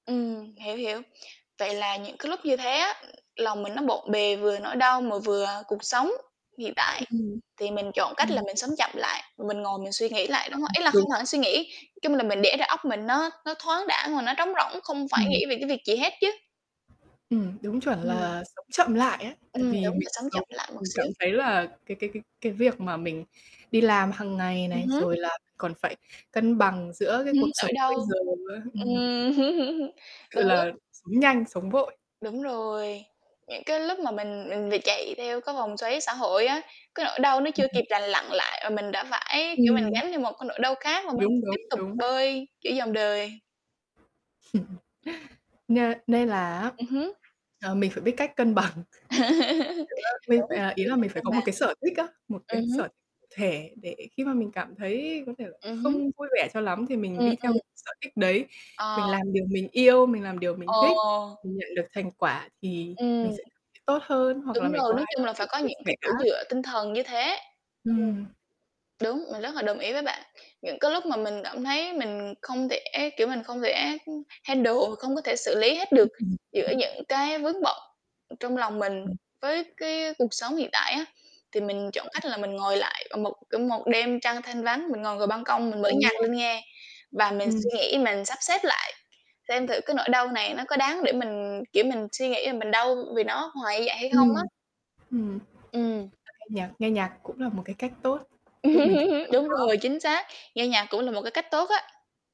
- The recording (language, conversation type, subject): Vietnamese, unstructured, Làm thế nào để cân bằng giữa nỗi đau và cuộc sống hiện tại?
- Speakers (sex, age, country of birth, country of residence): female, 18-19, Vietnam, Vietnam; female, 20-24, Vietnam, Vietnam
- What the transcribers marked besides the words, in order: other background noise; tapping; unintelligible speech; distorted speech; laugh; chuckle; chuckle; laughing while speaking: "bằng"; laugh; in English: "handle"; chuckle; static; laugh